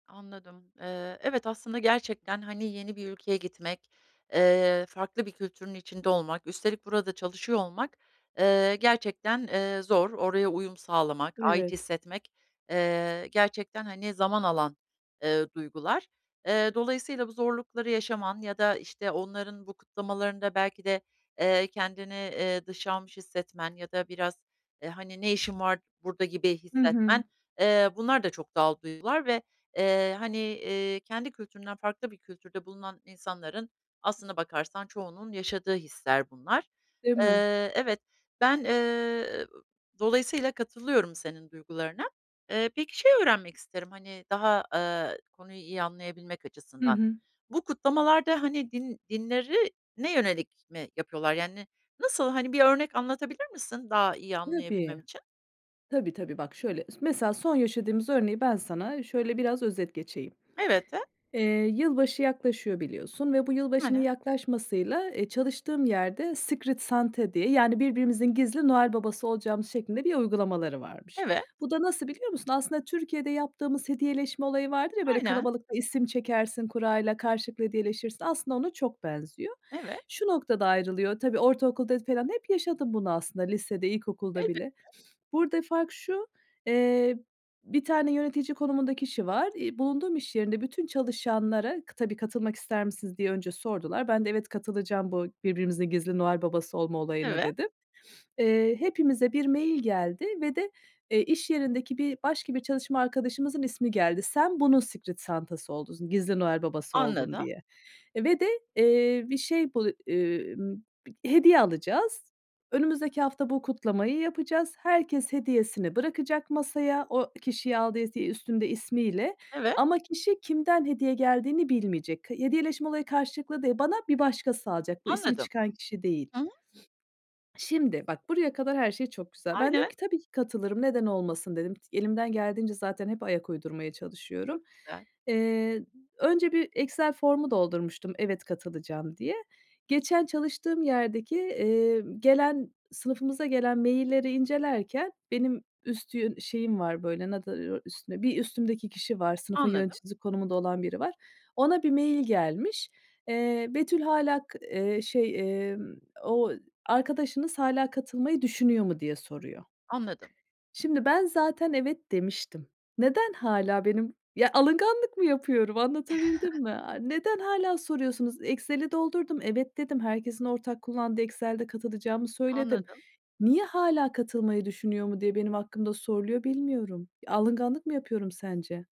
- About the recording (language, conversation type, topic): Turkish, advice, Kutlamalarda kendimi yalnız ve dışlanmış hissediyorsam arkadaş ortamında ne yapmalıyım?
- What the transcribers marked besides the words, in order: other background noise; other noise; unintelligible speech; unintelligible speech; chuckle